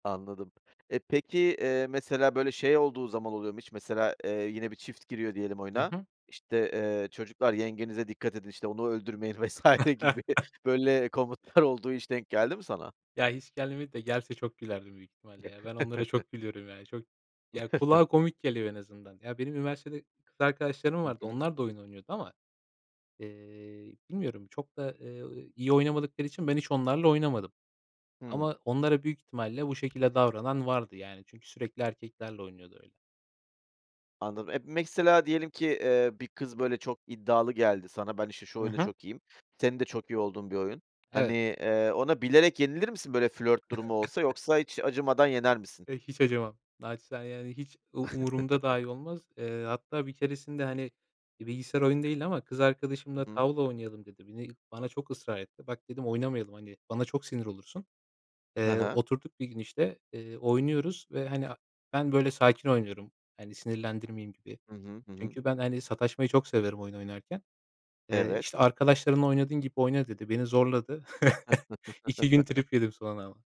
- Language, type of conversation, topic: Turkish, podcast, Hobiniz sayesinde tanıştığınız insanlardan bahseder misiniz?
- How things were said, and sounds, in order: chuckle; laughing while speaking: "vs. gibi böyle komutlar"; chuckle; chuckle; "mesela" said as "messela"; chuckle; other background noise; chuckle; chuckle